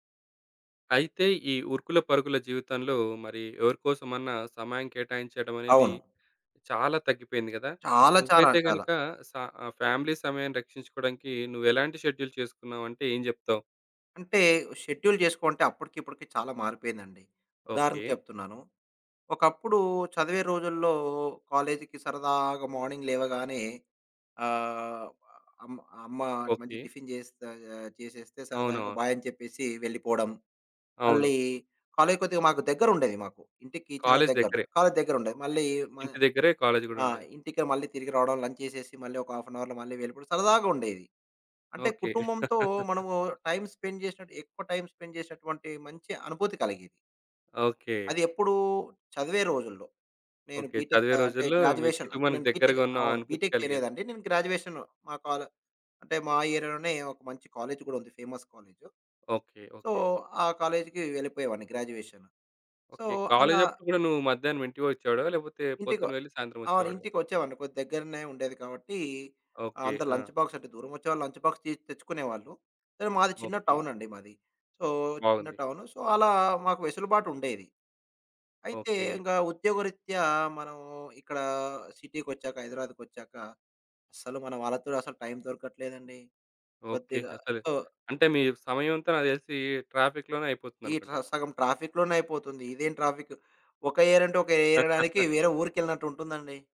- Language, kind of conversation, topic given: Telugu, podcast, కుటుంబంతో గడిపే సమయం కోసం మీరు ఏ విధంగా సమయ పట్టిక రూపొందించుకున్నారు?
- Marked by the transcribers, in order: tapping; in English: "ఫ్యామిలీ"; in English: "షెడ్యూల్"; in English: "షెడ్యూల్"; in English: "మార్నింగ్"; in English: "లంచ్"; in English: "హాఫ్ ఎన్ అవర్‌లో"; in English: "టైమ్ స్పెండ్"; chuckle; in English: "టైమ్ స్పెండ్"; other background noise; in English: "బీటెక్"; in English: "గ్రాడ్యుయేషన్"; in English: "బీటెక్"; in English: "బీటెక్"; in English: "గ్రాడ్యుయేషన్"; in English: "ఫేమస్"; in English: "సో"; in English: "గ్రాడ్యుయేషన్. సో"; in English: "లంచ్ బాక్స్"; in English: "లంచ్ బాక్స్"; in English: "సో"; in English: "సో"; in English: "సో"; in English: "ట్రాఫిక్‌లోనే"; in English: "ట్రాఫిక్‌లోనే"; in English: "ట్రాఫిక్"; chuckle